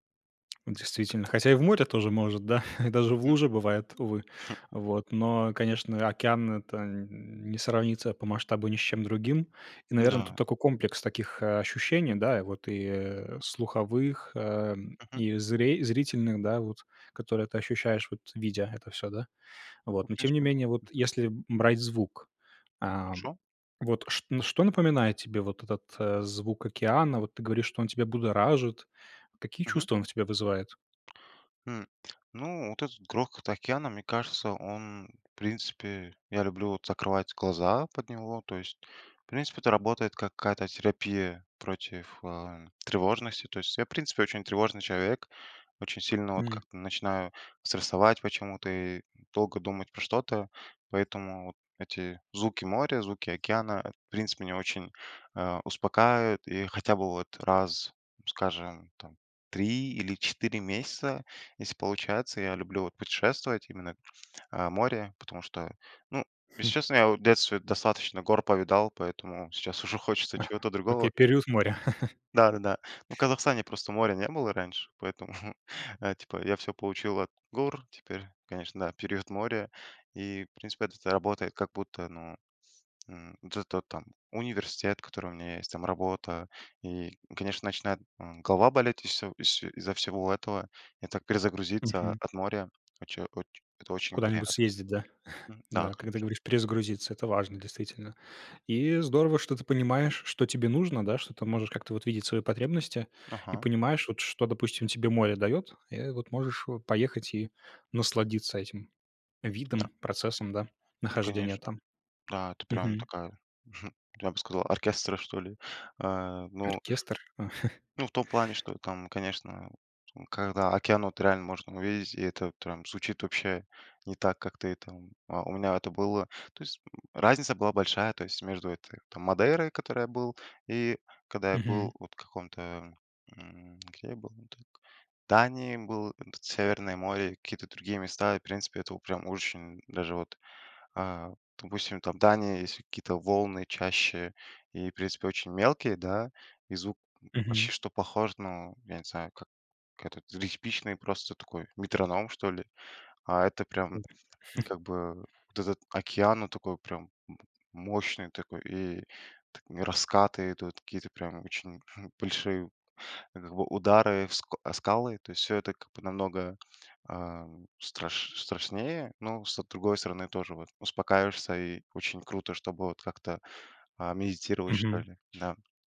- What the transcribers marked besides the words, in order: tapping; chuckle; laughing while speaking: "сейчас уже"; other noise; chuckle; chuckle; chuckle; chuckle; chuckle; unintelligible speech; chuckle
- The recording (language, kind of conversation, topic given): Russian, podcast, Какие звуки природы тебе нравятся слушать и почему?